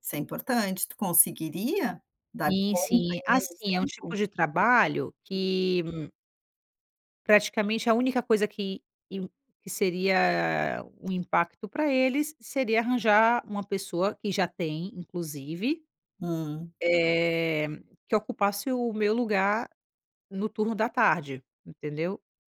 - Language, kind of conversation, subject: Portuguese, advice, Como posso negociar com meu chefe a redução das minhas tarefas?
- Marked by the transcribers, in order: other background noise